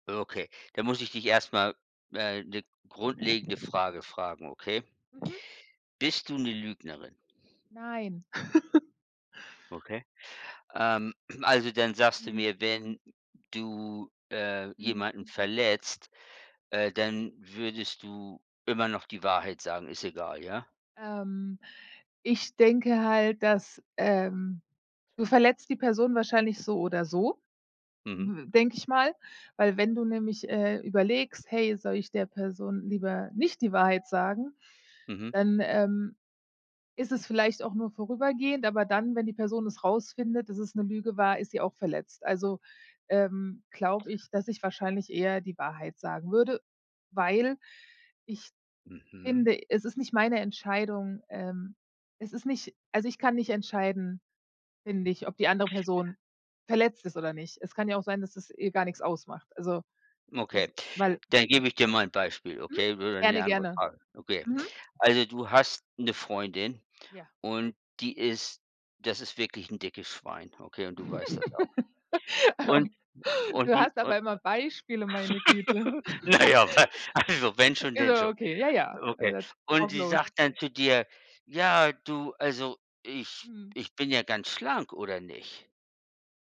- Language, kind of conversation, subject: German, unstructured, Ist es schlimmer zu lügen oder jemanden zu verletzen?
- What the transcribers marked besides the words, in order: wind; tapping; giggle; throat clearing; stressed: "nicht"; other background noise; laugh; laugh; giggle; unintelligible speech